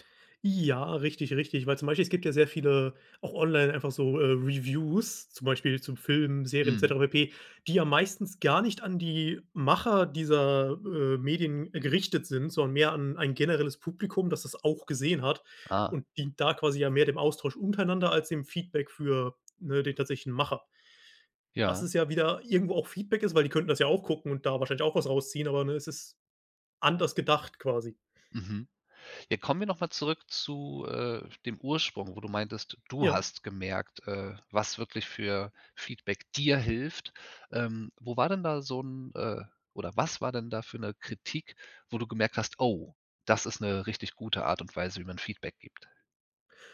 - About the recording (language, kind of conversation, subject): German, podcast, Wie gibst du Feedback, das wirklich hilft?
- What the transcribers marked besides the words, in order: stressed: "dir"